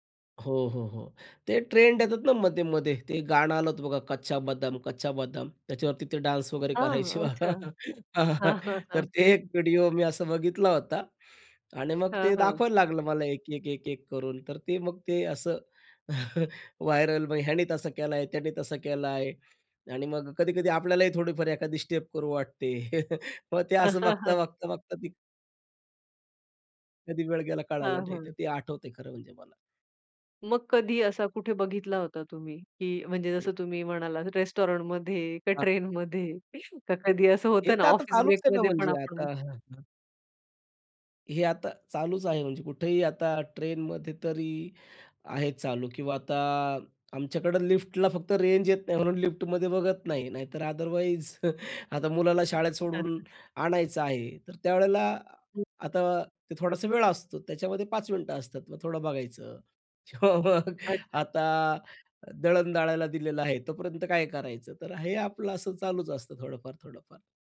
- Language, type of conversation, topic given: Marathi, podcast, लहान स्वरूपाच्या व्हिडिओंनी लक्ष वेधलं का तुला?
- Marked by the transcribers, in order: in English: "डान्स"; laughing while speaking: "हां, हां, हां"; laughing while speaking: "करायचे बघा. हां"; laughing while speaking: "ते एक"; chuckle; in English: "व्हायरल"; in English: "स्टेप"; chuckle; laughing while speaking: "का ट्रेनमध्ये?"; other background noise; chuckle; tapping; chuckle; laughing while speaking: "किंवा मग"